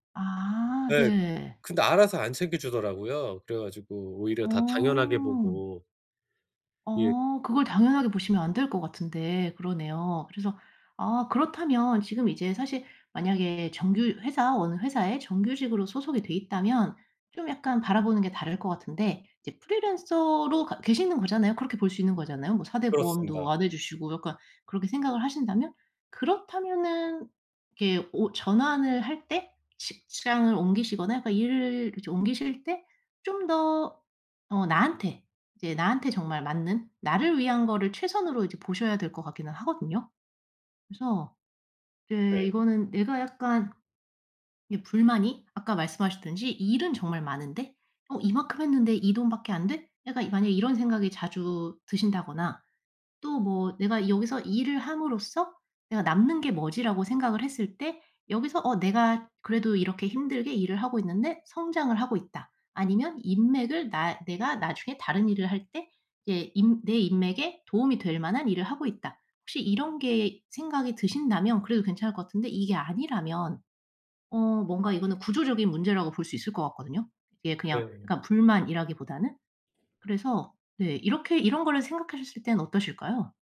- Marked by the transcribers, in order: none
- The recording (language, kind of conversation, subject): Korean, advice, 언제 직업을 바꾸는 것이 적기인지 어떻게 판단해야 하나요?